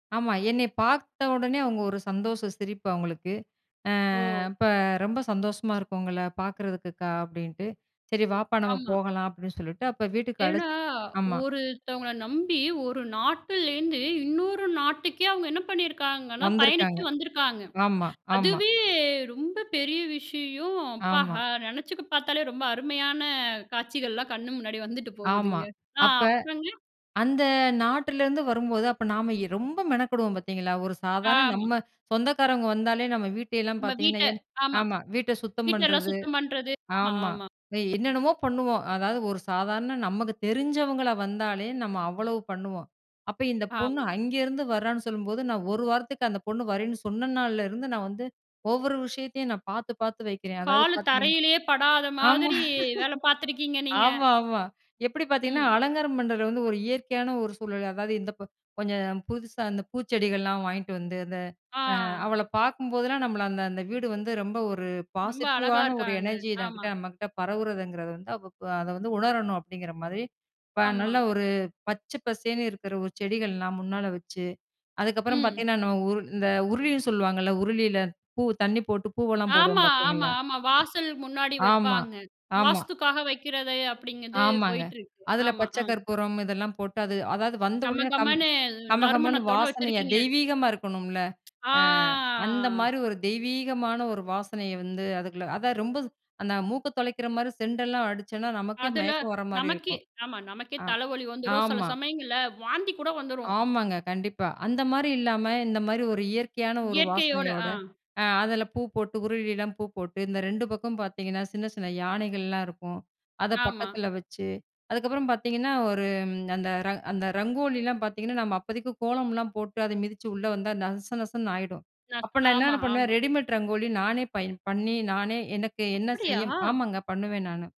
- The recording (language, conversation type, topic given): Tamil, podcast, புதியவர்கள் ஊருக்கு வந்தால் அவர்களை வரவேற்க எளிய நடைமுறைகள் என்னென்ன?
- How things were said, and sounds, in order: surprised: "அப்பா!"; laugh; tapping; in English: "பாசிட்டிவான"; in English: "எனர்ஜி"; other background noise; tsk; drawn out: "ஆ"; unintelligible speech; in English: "ரெடிமேட்"